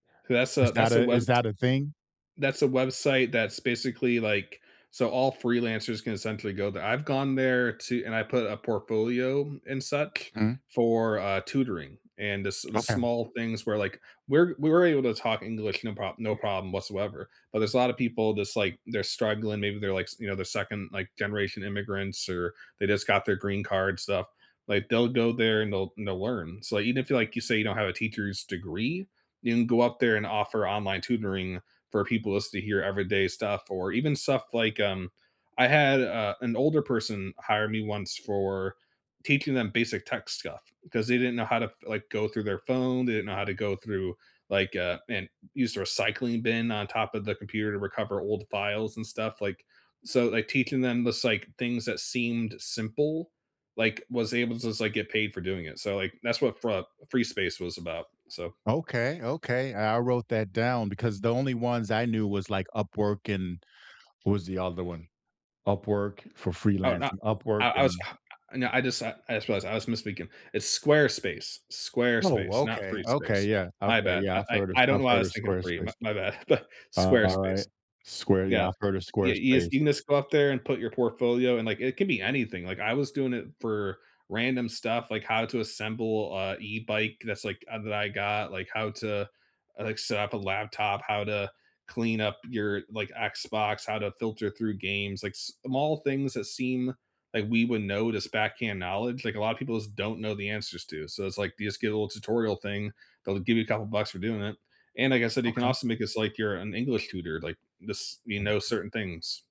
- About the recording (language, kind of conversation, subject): English, unstructured, What low-pressure skill have you been dabbling in lately just for fun that you’d enjoy sharing?
- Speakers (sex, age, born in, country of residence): male, 30-34, United States, United States; male, 60-64, United States, United States
- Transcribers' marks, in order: other background noise; "stuff" said as "scuff"; exhale; laughing while speaking: "but"; tapping